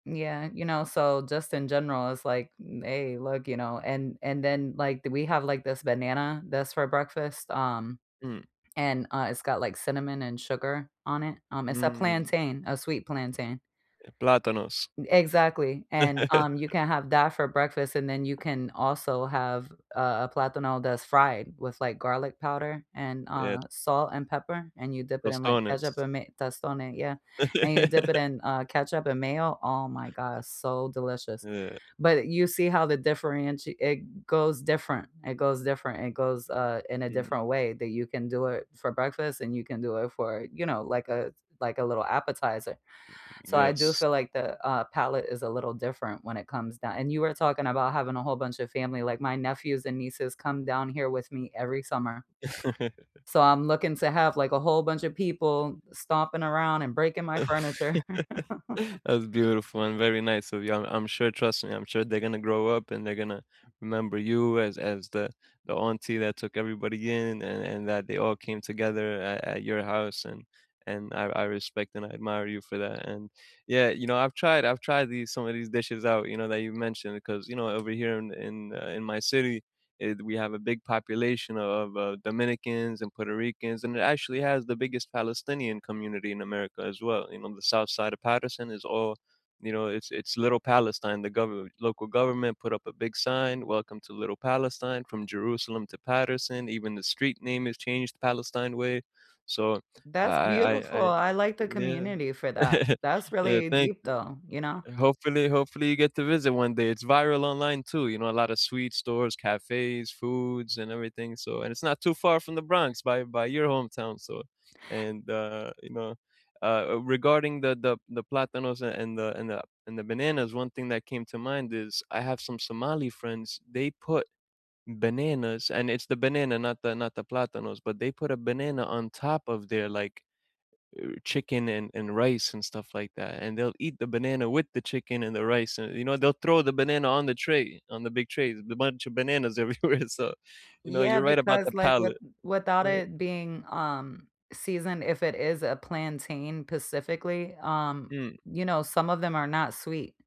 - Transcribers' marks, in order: in Spanish: "plátanos"; chuckle; in Spanish: "plátano"; tapping; in Spanish: "Tostones"; in Spanish: "Tostones"; laugh; chuckle; laugh; chuckle; other background noise; chuckle; in Spanish: "plátanos"; in Spanish: "plátanos"; laughing while speaking: "everywhere"
- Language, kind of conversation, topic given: English, unstructured, What is the best comfort food for you?
- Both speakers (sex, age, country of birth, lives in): female, 35-39, United States, United States; male, 30-34, United States, United States